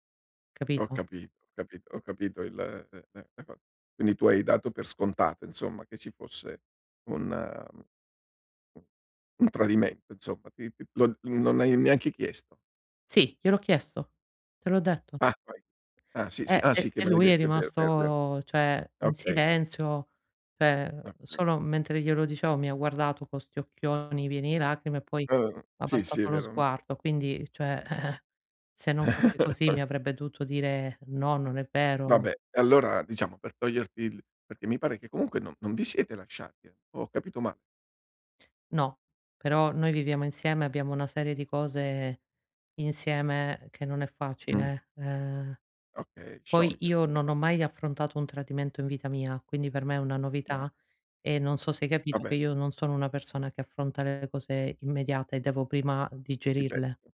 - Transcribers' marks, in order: chuckle
- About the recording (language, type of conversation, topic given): Italian, advice, Come hai vissuto il tradimento e la perdita di fiducia?